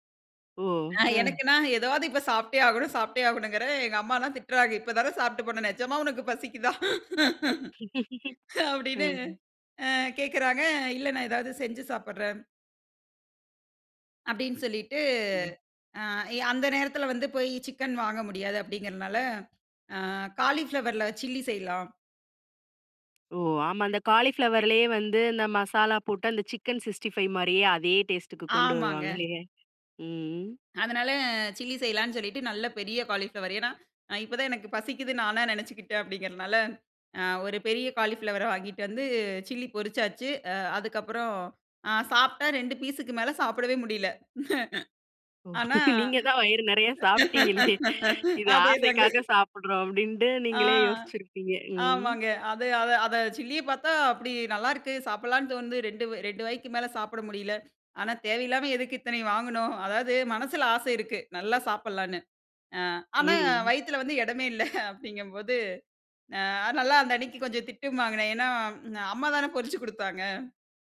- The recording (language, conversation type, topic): Tamil, podcast, பசியா அல்லது உணவுக்கான ஆசையா என்பதை எப்படி உணர்வது?
- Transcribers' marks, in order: laughing while speaking: "அ, எனக்குனா, ஏதாவது இப்ப சாப்ட்டே … நிஜமா உனக்கு பசிக்குதா"; laugh; grunt; tapping; other background noise; laughing while speaking: "ஓ! நீங்க தான் வயிறு நெறயா சாப்பிட்டீங்களே. இது ஆசைக்காக சாப்டுறோம் அப்டின்ட்டு, நீங்களே யோசிச்சிருப்பீங்க"; laugh; laughing while speaking: "அத, அத, அத"